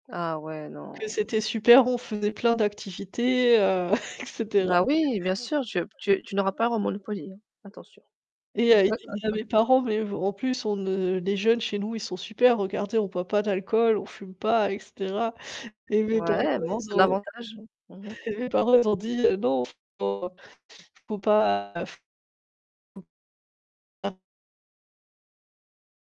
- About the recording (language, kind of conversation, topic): French, unstructured, As-tu déjà été choqué par certaines pratiques religieuses ?
- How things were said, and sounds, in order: static; distorted speech; chuckle; chuckle; chuckle; unintelligible speech